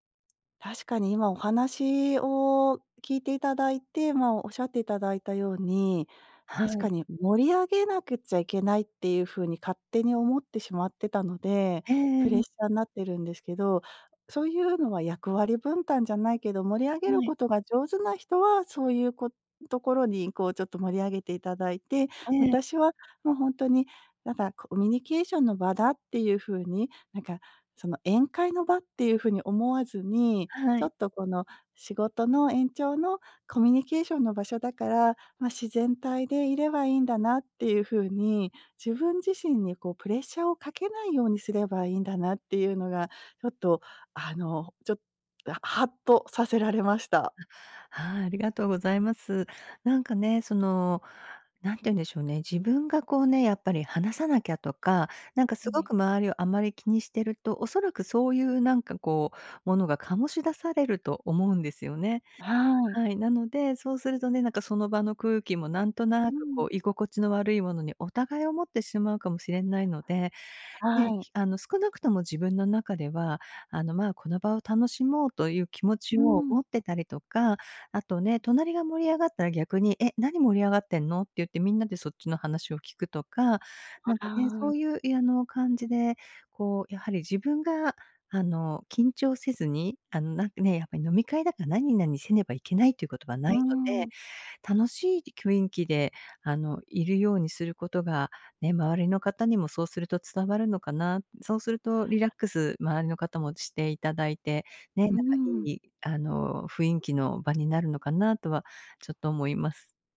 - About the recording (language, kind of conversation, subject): Japanese, advice, 大勢の場で会話を自然に続けるにはどうすればよいですか？
- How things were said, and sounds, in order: other noise; other background noise